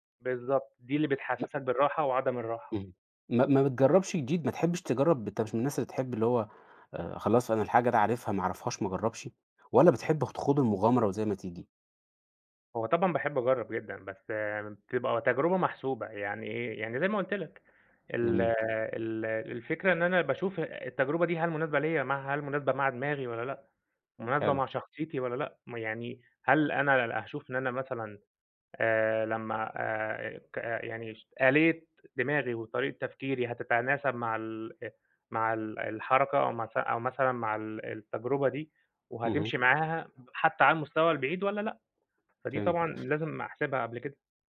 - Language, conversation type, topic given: Arabic, podcast, إزاي بتتعامل مع الفشل لما بيحصل؟
- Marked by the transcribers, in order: none